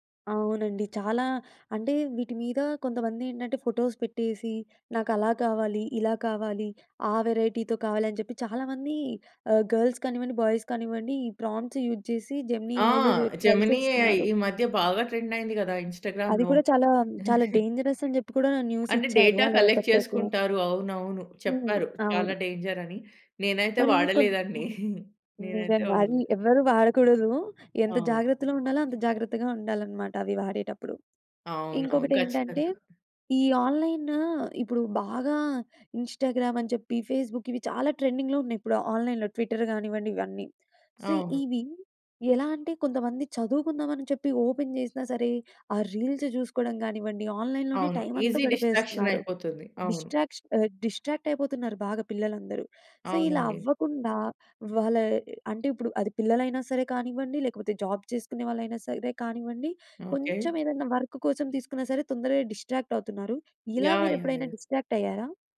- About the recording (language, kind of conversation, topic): Telugu, podcast, ఆన్‌లైన్ మద్దతు దీర్ఘకాలంగా బలంగా నిలవగలదా, లేక అది తాత్కాలికమేనా?
- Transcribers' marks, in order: in English: "ఫోటోస్"; in English: "వెరైటీతో"; in English: "గర్ల్స్"; in English: "బాయ్స్"; in English: "ప్రాంప్ట్స్ యూజ్"; in English: "జెమినీ ఏఐలో చె ట్రై"; in English: "జెమిని ఏఐ"; in English: "ట్రెండ్"; in English: "ఇన్‌స్టాగ్రామ్‌లో"; in English: "డేంజరస్"; chuckle; alarm; in English: "న్యూస్"; in English: "డేటా కలెక్ట్"; other background noise; in English: "డేంజర్"; chuckle; in English: "ఇన్‌స్టాగ్రామ్"; in English: "ఫేస్‌బుక్"; in English: "ట్రెండింగ్‌లో"; in English: "ఆన్‌లైన్‌లో ట్విట్టర్"; in English: "సో"; in English: "ఓపెన్"; in English: "రీల్స్"; in English: "ఆన్‌లైన్‌లోనే టైం"; in English: "ఈసీ డిస్ట్రాక్షన్"; in English: "డిస్ట్రాక్ష డిస్ట్రాక్ట్"; in English: "సో"; in English: "జాబ్"; in English: "వర్క్"; in English: "డిస్ట్రాక్ట్"; in English: "డిస్ట్రాక్ట్"